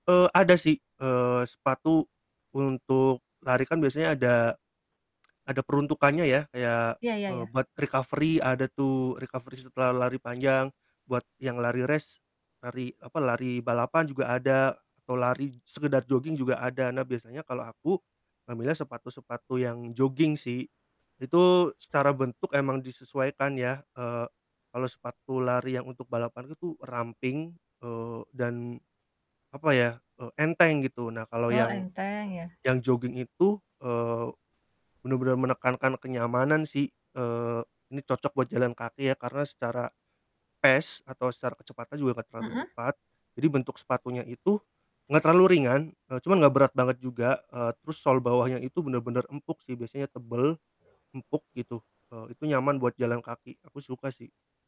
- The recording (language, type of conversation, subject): Indonesian, podcast, Apa kesenangan sederhana yang kamu rasakan saat jalan kaki keliling lingkungan?
- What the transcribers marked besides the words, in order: in English: "recovery"; static; in English: "recovery"; in English: "race"; in English: "pace"